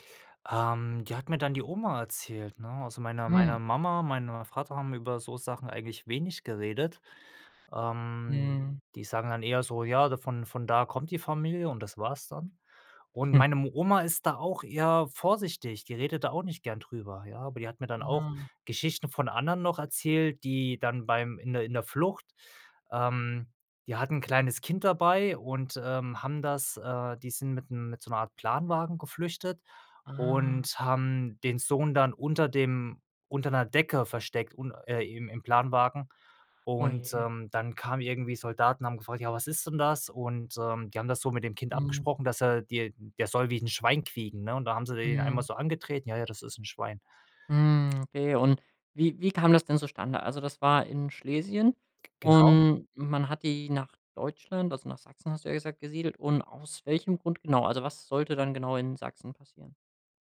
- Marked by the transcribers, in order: chuckle; drawn out: "Ah"; tapping
- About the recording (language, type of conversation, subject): German, podcast, Welche Geschichten über Krieg, Flucht oder Migration kennst du aus deiner Familie?